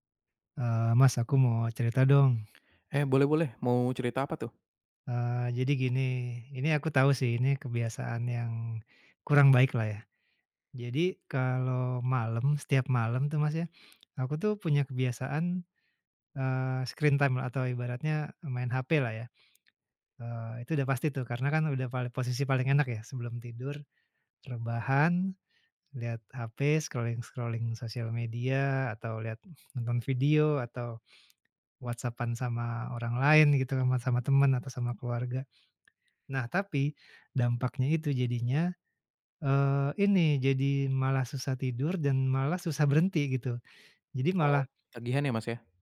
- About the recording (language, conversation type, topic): Indonesian, advice, Bagaimana kebiasaan menatap layar di malam hari membuatmu sulit menenangkan pikiran dan cepat tertidur?
- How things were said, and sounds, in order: in English: "screen time"; in English: "scrolling-scrolling"; tongue click